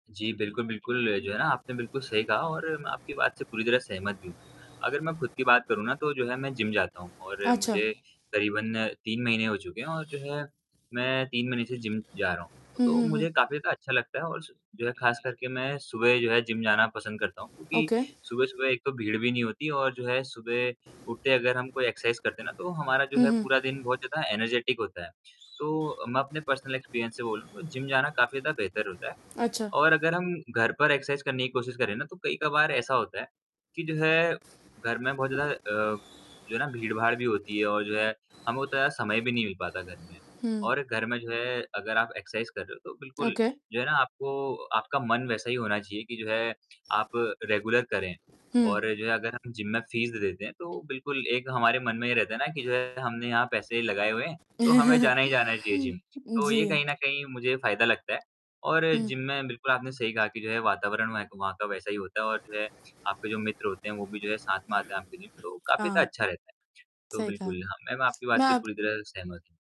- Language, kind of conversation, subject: Hindi, unstructured, फिट रहने के लिए जिम जाना बेहतर है या घर पर व्यायाम करना?
- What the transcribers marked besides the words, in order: static; other background noise; in English: "ओके"; in English: "एक्सरसाइज़"; in English: "एनर्जेटिक"; in English: "पर्सनल एक्सपीरियंस"; in English: "एक्सरसाइज़"; in English: "एक्सरसाइज़"; in English: "ओके"; in English: "रेगुलर"; distorted speech; chuckle; in English: "मैम"